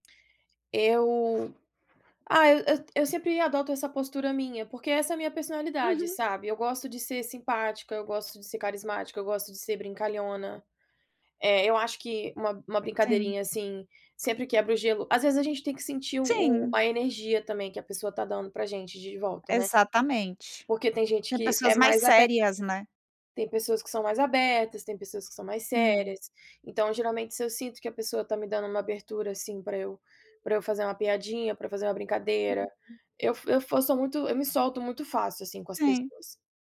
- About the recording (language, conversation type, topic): Portuguese, podcast, Como você cria um espaço em que pessoas diferentes se sintam bem-vindas?
- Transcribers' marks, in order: tapping